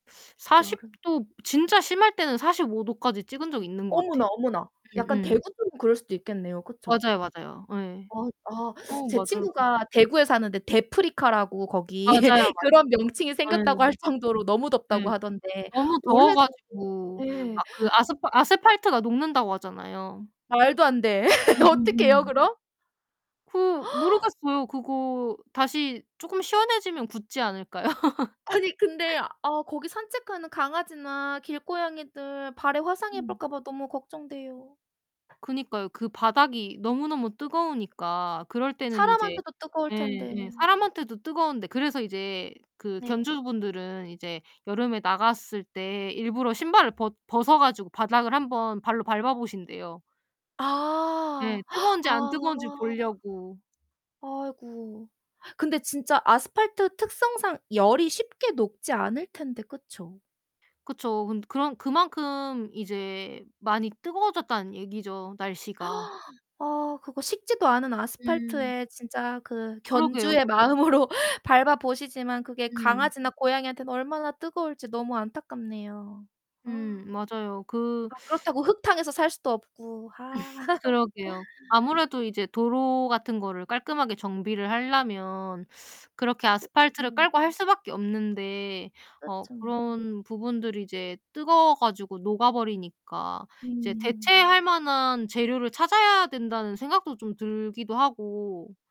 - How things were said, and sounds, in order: tapping; distorted speech; laugh; gasp; laugh; gasp; laugh; gasp; other background noise; gasp; laughing while speaking: "마음으로"; teeth sucking; laugh; teeth sucking
- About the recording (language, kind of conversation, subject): Korean, unstructured, 기후 변화가 우리 주변 환경에 어떤 영향을 미치고 있나요?